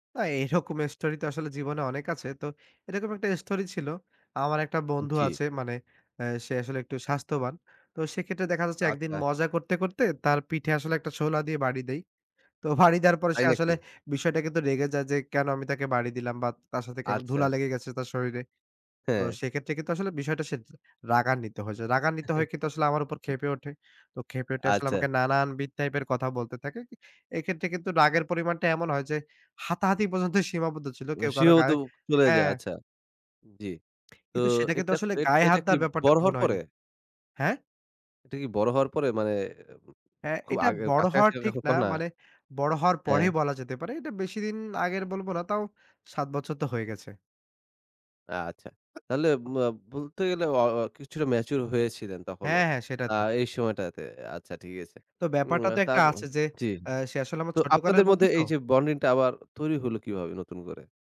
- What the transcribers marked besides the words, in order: scoff; scoff; lip smack; "ঘটনা" said as "হোকোনা"; in English: "mature"; in English: "bondin"; "bonding" said as "bondin"
- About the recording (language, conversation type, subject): Bengali, podcast, আপনি কীভাবে নতুন মানুষের সঙ্গে বন্ধুত্ব গড়ে তোলেন?